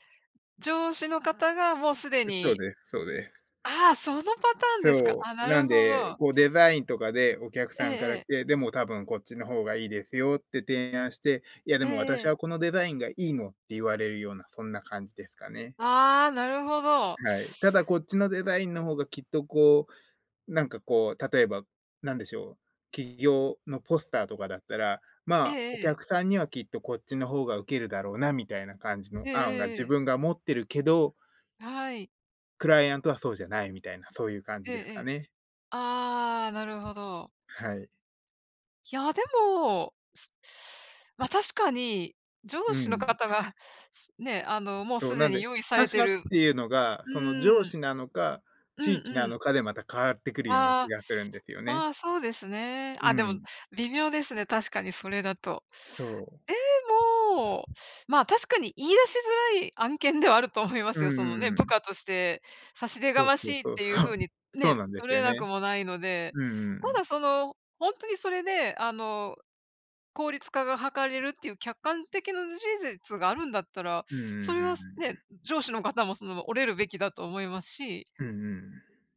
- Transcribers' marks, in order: other background noise; tapping
- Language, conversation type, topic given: Japanese, unstructured, 自己満足と他者からの評価のどちらを重視すべきだと思いますか？